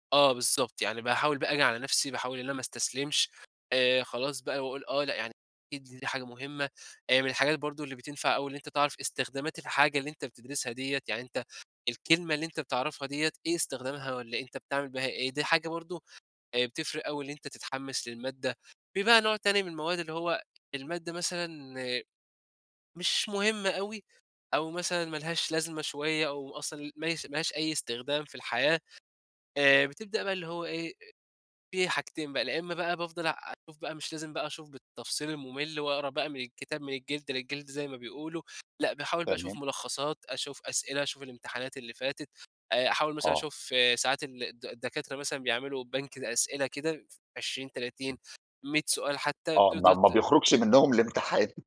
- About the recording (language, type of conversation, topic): Arabic, podcast, إزاي بتتعامل مع الإحساس إنك بتضيّع وقتك؟
- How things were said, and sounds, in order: laughing while speaking: "ما بيخرجش منهم الإمتحان"